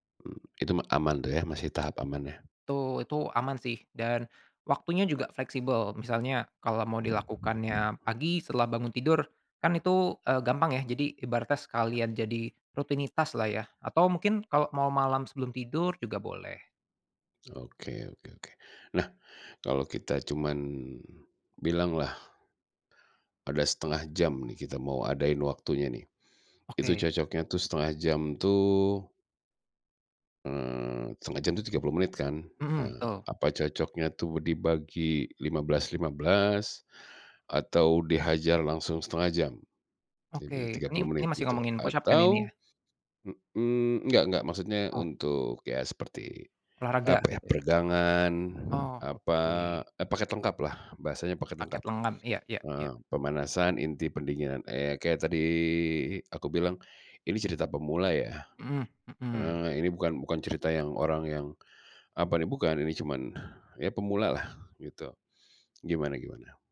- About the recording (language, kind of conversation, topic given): Indonesian, podcast, Apa rutinitas olahraga sederhana yang bisa dilakukan di rumah?
- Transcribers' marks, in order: tapping; other background noise; in English: "push-up"; drawn out: "tadi"